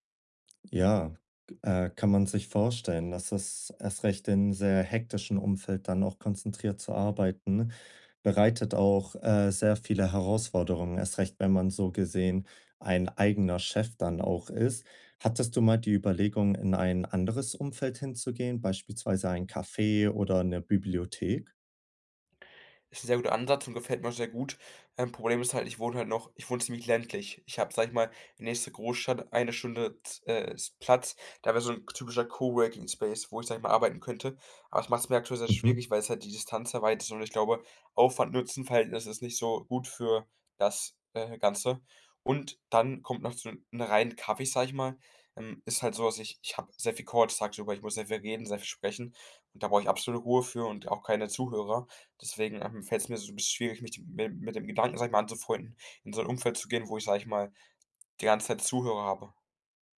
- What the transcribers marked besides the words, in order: none
- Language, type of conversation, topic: German, advice, Wie kann ich Ablenkungen reduzieren, wenn ich mich lange auf eine Aufgabe konzentrieren muss?
- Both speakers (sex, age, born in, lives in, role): male, 18-19, Germany, Germany, user; male, 20-24, Germany, Germany, advisor